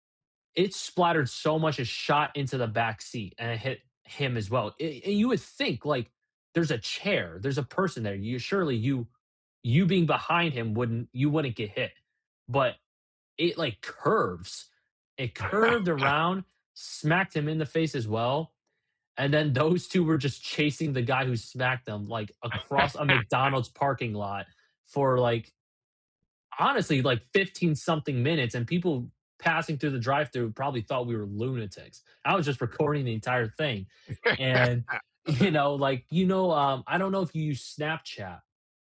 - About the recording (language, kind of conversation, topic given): English, unstructured, How do shared memories bring people closer together?
- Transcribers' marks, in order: laugh; laughing while speaking: "those two"; laugh; other background noise; laugh; laughing while speaking: "you know"